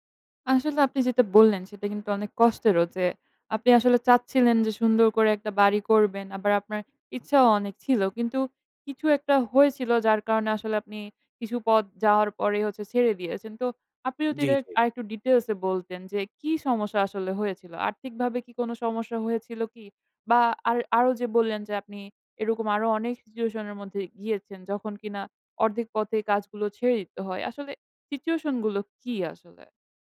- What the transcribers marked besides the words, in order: in English: "details"; "ছেড়ে" said as "ছেএ"
- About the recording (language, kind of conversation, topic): Bengali, advice, আপনি কেন প্রায়ই কোনো প্রকল্প শুরু করে মাঝপথে থেমে যান?